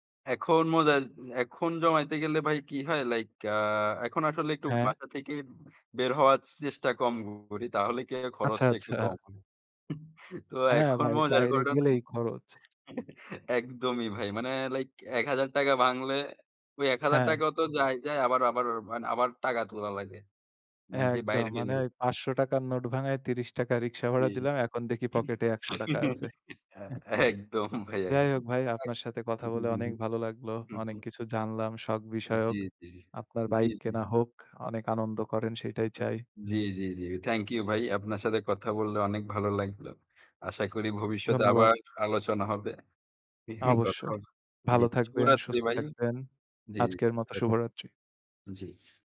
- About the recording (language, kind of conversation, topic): Bengali, unstructured, স্বপ্ন পূরণের জন্য টাকা জমানোর অভিজ্ঞতা আপনার কেমন ছিল?
- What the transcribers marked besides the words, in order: laughing while speaking: "আচ্ছা"; chuckle; laughing while speaking: "তো এখন মজার ঘটনা"; tapping; other noise; chuckle; laughing while speaking: "একদম ভাই একদম"; unintelligible speech; chuckle